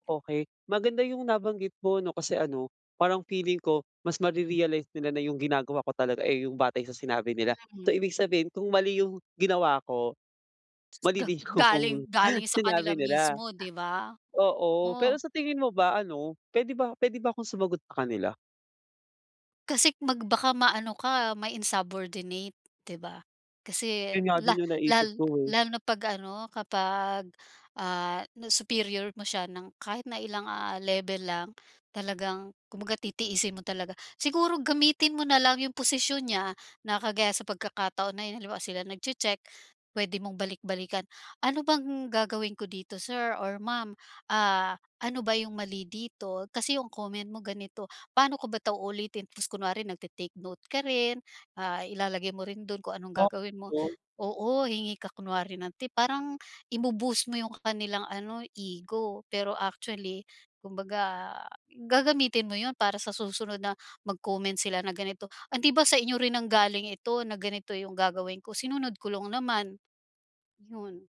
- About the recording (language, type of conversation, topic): Filipino, advice, Paano ako mananatiling kalmado kapag tumatanggap ako ng kritisismo?
- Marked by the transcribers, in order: laughing while speaking: "yung"; in English: "insubordinate"; unintelligible speech; "Hindi" said as "andi"